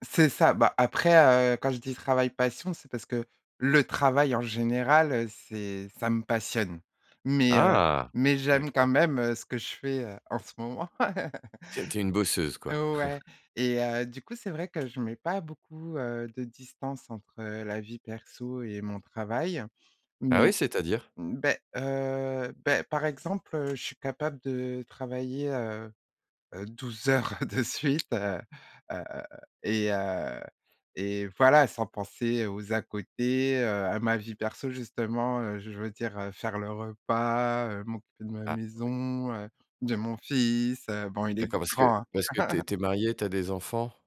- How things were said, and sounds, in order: chuckle; other background noise; laughing while speaking: "heures de suite"; stressed: "repas"; stressed: "maison"; stressed: "fils"; chuckle
- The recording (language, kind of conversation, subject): French, podcast, Comment fais-tu pour séparer le travail de ta vie personnelle quand tu es chez toi ?